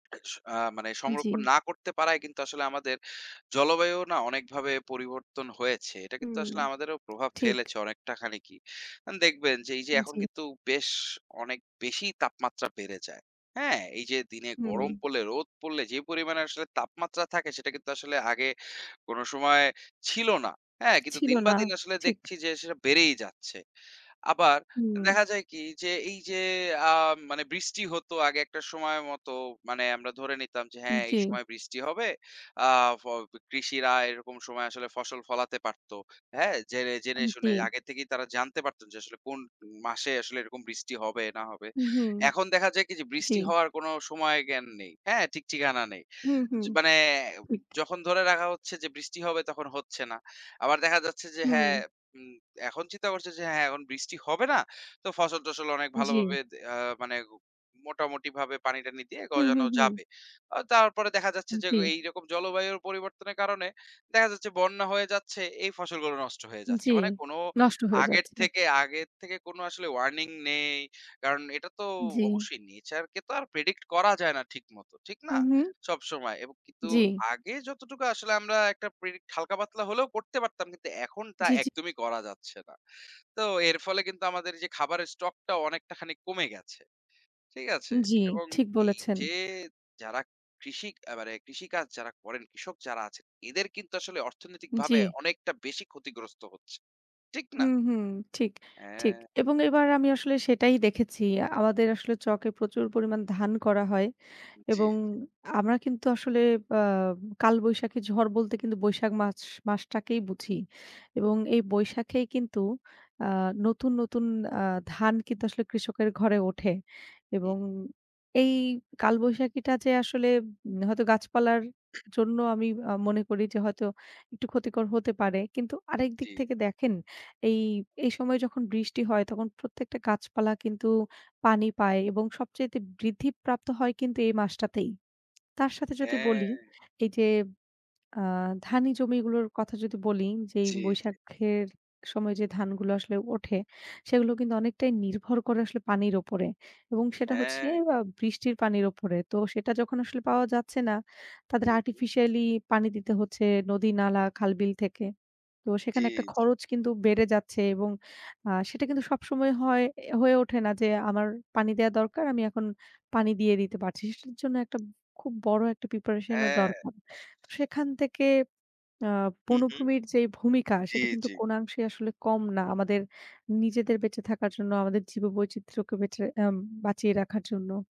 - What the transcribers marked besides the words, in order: sneeze; tapping; other background noise; "আগের" said as "আগেত"; in English: "Warning"; in English: "nature"; in English: "predict"; in English: "predict"; in English: "stock"; "কৃষি" said as "কৃষিক"; "আমাদের" said as "আওয়াদের"; throat clearing; in English: "Artificially"; in English: "preparation"; "অংশেই" said as "আংশেই"; "বেঁচে" said as "বেট্রে"
- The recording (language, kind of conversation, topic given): Bengali, unstructured, আপনার মতে বনভূমি সংরক্ষণ আমাদের জন্য কেন জরুরি?